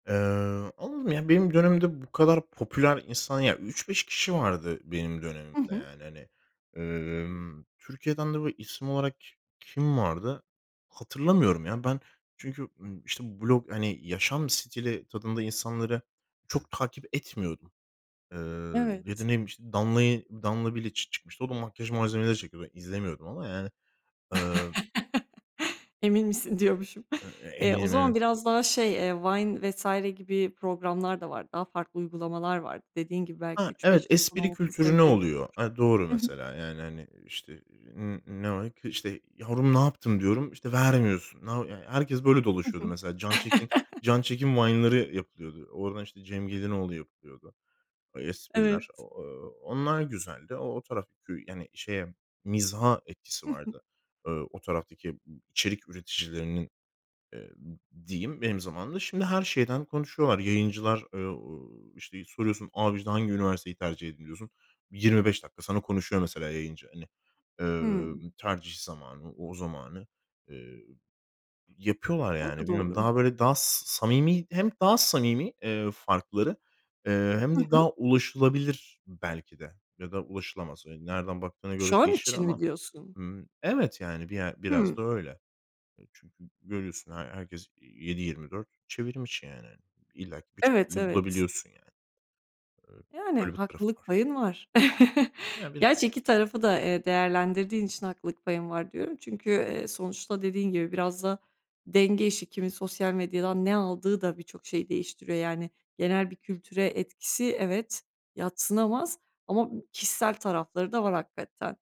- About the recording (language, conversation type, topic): Turkish, podcast, Influencer’ların kültürümüz üzerindeki etkisini nasıl değerlendiriyorsun?
- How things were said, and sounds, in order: chuckle; other background noise; unintelligible speech; tapping; unintelligible speech; unintelligible speech; chuckle; chuckle